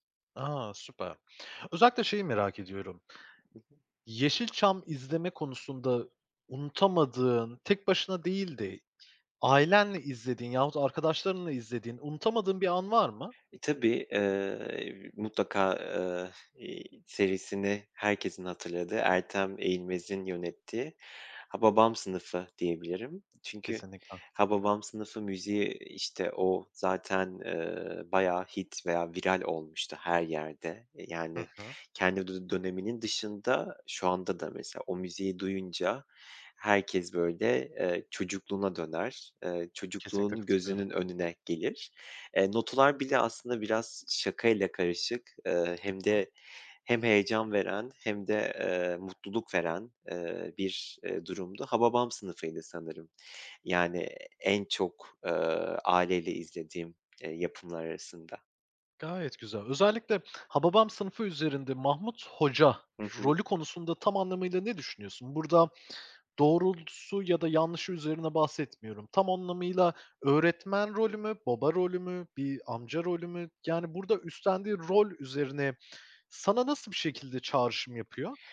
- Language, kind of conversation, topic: Turkish, podcast, Yeşilçam veya eski yerli filmler sana ne çağrıştırıyor?
- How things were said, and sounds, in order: other background noise; tapping